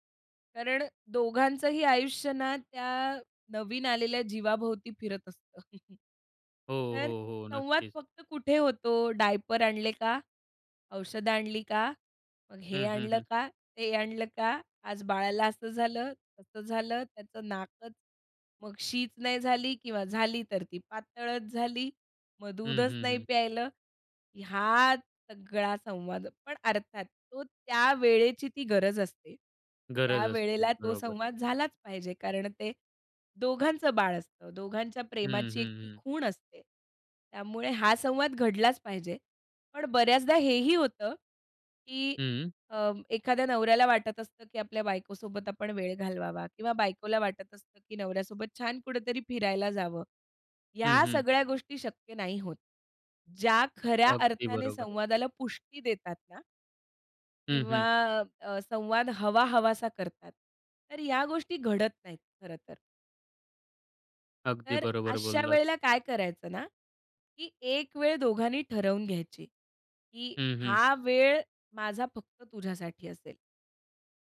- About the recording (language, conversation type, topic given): Marathi, podcast, साथीदाराशी संवाद सुधारण्यासाठी कोणते सोपे उपाय सुचवाल?
- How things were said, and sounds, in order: laughing while speaking: "असतं"; chuckle; drawn out: "ह्यात"; trusting: "पण अर्थात तो त्या वेळेची … ती खूण असते"